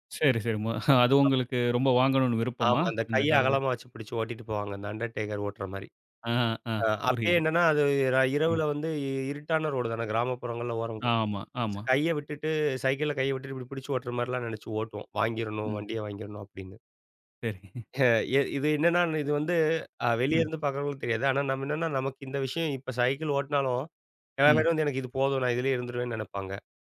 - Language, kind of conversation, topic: Tamil, podcast, சிறு பழக்கங்கள் எப்படி பெரிய முன்னேற்றத்தைத் தருகின்றன?
- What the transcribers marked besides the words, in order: laughing while speaking: "மு"; chuckle; laughing while speaking: "சரி"; chuckle